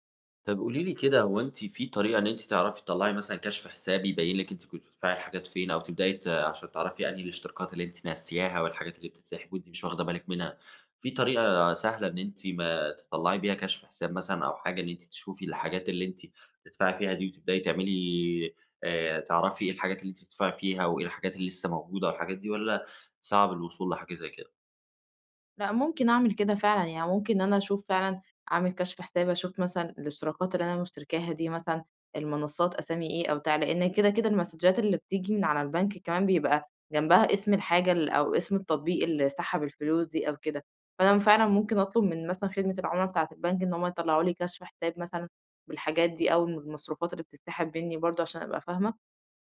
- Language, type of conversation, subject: Arabic, advice, إزاي أفتكر وأتتبع كل الاشتراكات الشهرية المتكررة اللي بتسحب فلوس من غير ما آخد بالي؟
- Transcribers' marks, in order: in English: "المسدچات"